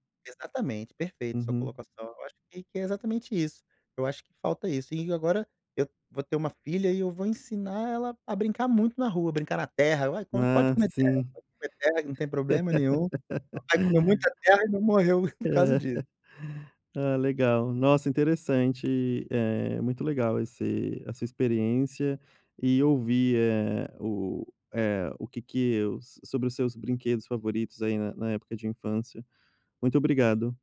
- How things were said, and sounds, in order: tapping; other background noise; laugh; chuckle; laugh
- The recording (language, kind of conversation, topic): Portuguese, podcast, Qual era seu brinquedo favorito quando criança?